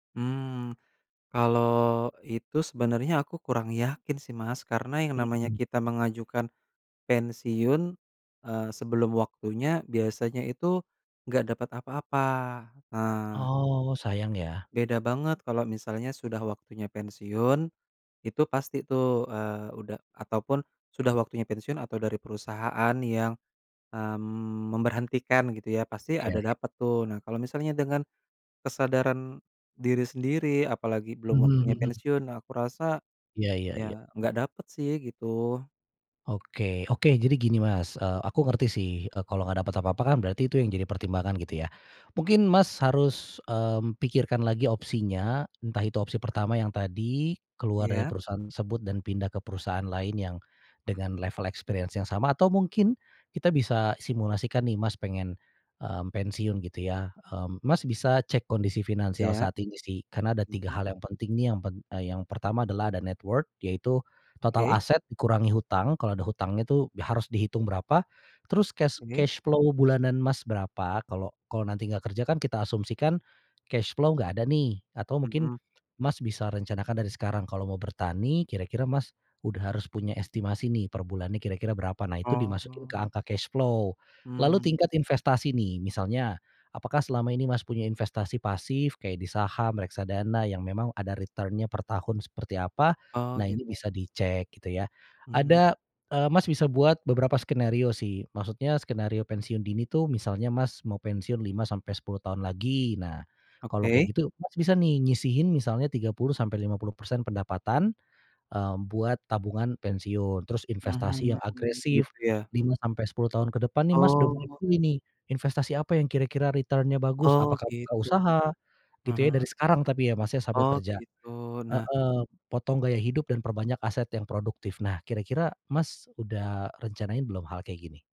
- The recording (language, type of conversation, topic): Indonesian, advice, Apakah saya sebaiknya pensiun dini atau tetap bekerja lebih lama?
- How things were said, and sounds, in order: in English: "experience"; in English: "net worth"; in English: "cash cash flow"; other background noise; in English: "cash flow"; in English: "cash flow"; tapping; in English: "return-nya"; in English: "return-nya"